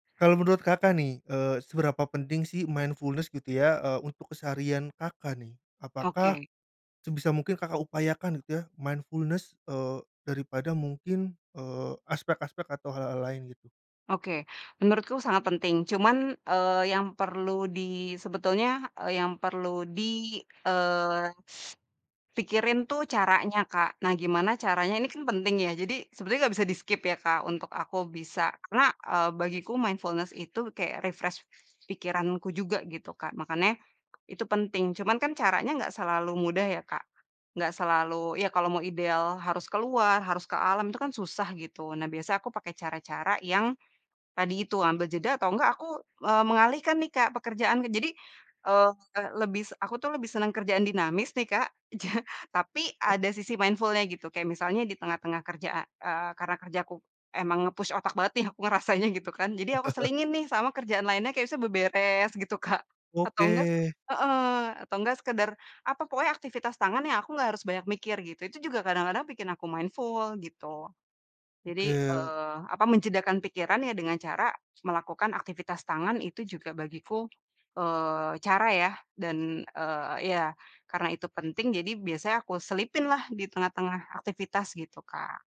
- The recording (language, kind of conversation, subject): Indonesian, podcast, Apa rutinitas kecil yang membuat kamu lebih sadar diri setiap hari?
- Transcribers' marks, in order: in English: "mindfulness"; tapping; in English: "mindfulness"; other background noise; teeth sucking; in English: "di-skip"; in English: "mindfulness"; in English: "refresh"; "Makanya" said as "makane"; laughing while speaking: "Ja"; in English: "mindful-nya"; in English: "nge-push"; laugh; laughing while speaking: "Kak"; in English: "mindful"